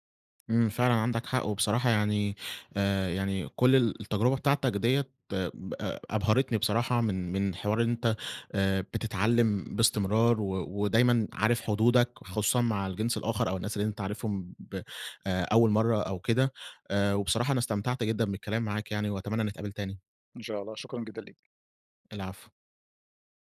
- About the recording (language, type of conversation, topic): Arabic, podcast, إيه الأسئلة اللي ممكن تسألها عشان تعمل تواصل حقيقي؟
- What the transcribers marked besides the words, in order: tapping; unintelligible speech